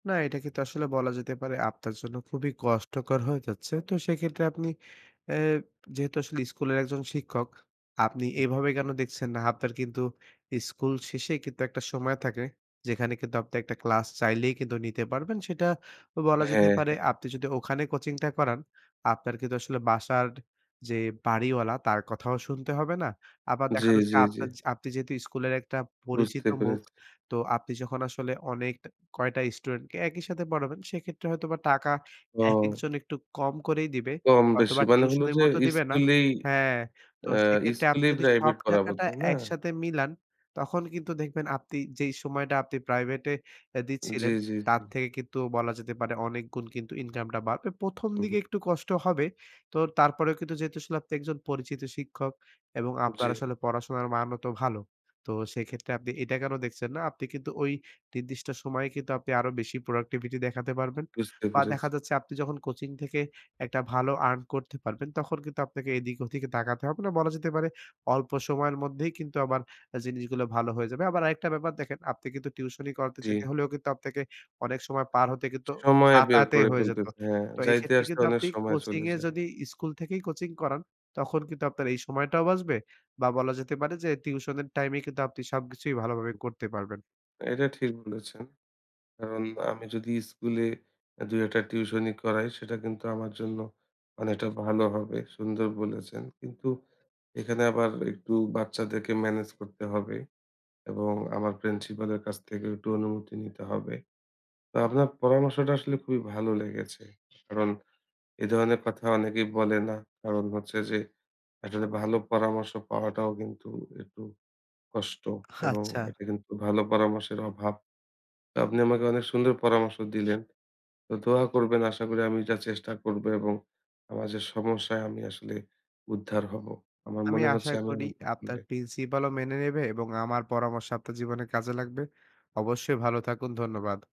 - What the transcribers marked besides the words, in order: tapping; other background noise; "আপনার" said as "হাপ্নার"; "দিকে" said as "দিগে"; in English: "productivity"; "আচ্ছা" said as "হাচ্চা"
- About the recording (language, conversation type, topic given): Bengali, advice, আপনি কেন শখের জন্য বা অবসরে সময় বের করতে পারছেন না?